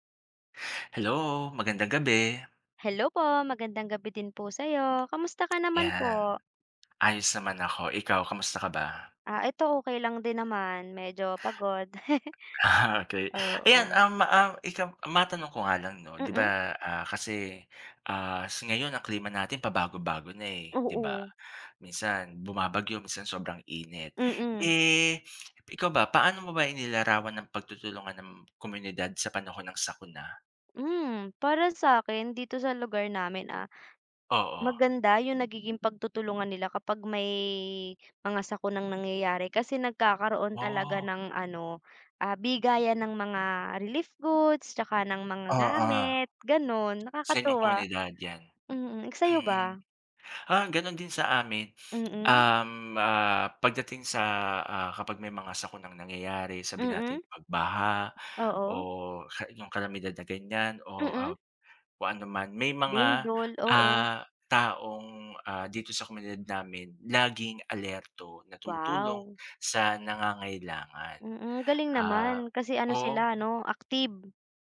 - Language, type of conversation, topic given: Filipino, unstructured, Paano mo inilalarawan ang pagtutulungan ng komunidad sa panahon ng sakuna?
- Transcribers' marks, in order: breath; tapping; breath; laughing while speaking: "Ah"; laugh; other background noise; other noise